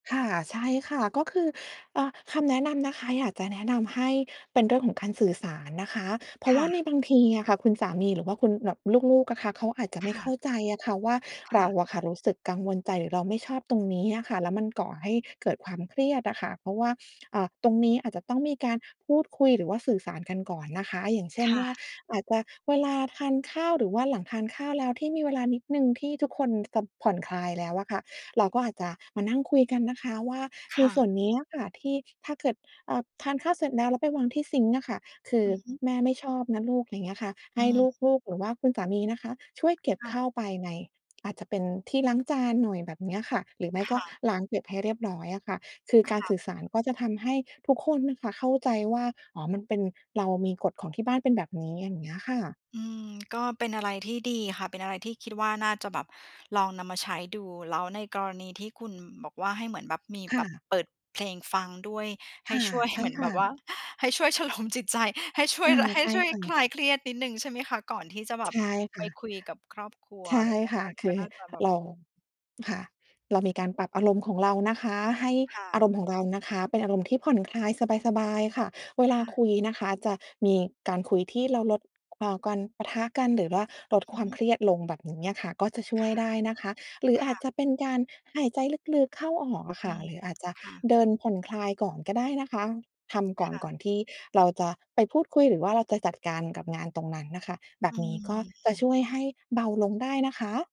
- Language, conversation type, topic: Thai, advice, บ้านรกทำให้คุณเครียดอย่างไร?
- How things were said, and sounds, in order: other background noise; background speech; laughing while speaking: "ให้ช่วยชโลมจิตใจ ให้ช่วย และให้ช่วย"